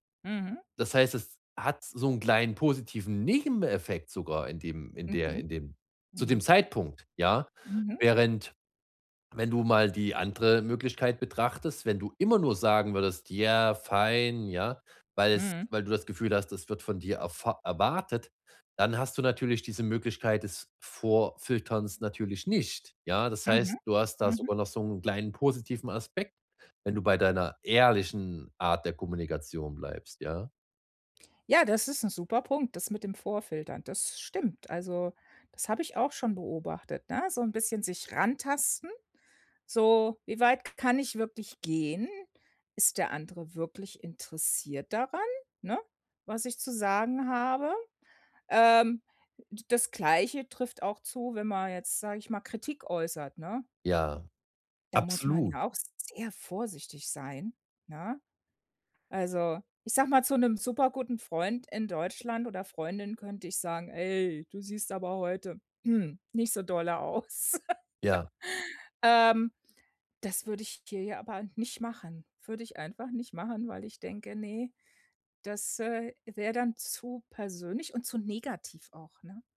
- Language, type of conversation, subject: German, advice, Wie kann ich ehrlich meine Meinung sagen, ohne andere zu verletzen?
- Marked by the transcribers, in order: put-on voice: "Ey, du siehst aber heute, nicht so dolle aus"; throat clearing; laugh